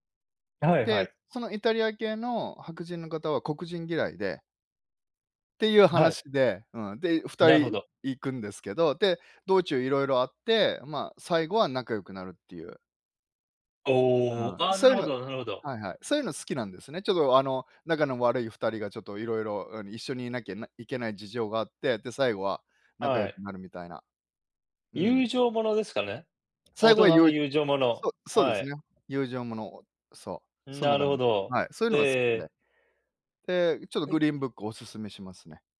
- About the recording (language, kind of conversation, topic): Japanese, unstructured, 最近見た映画で、特に印象に残った作品は何ですか？
- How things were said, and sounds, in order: none